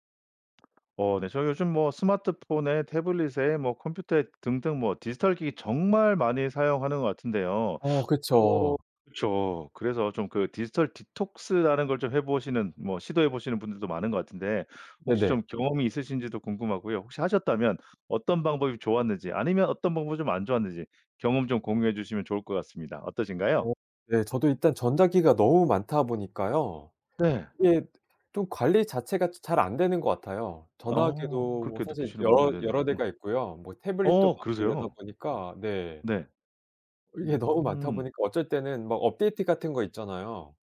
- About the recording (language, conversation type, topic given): Korean, podcast, 디지털 디톡스는 어떻게 하세요?
- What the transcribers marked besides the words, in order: other background noise; in English: "디지털 디톡스"